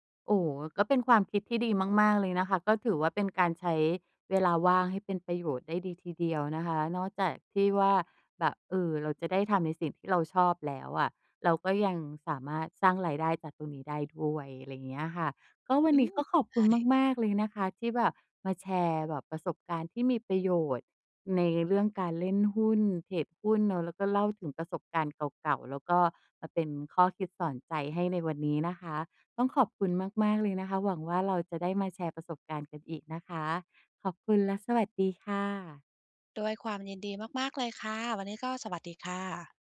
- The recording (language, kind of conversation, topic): Thai, podcast, ถ้าคุณเริ่มเล่นหรือสร้างอะไรใหม่ๆ ได้ตั้งแต่วันนี้ คุณจะเลือกทำอะไร?
- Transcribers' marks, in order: none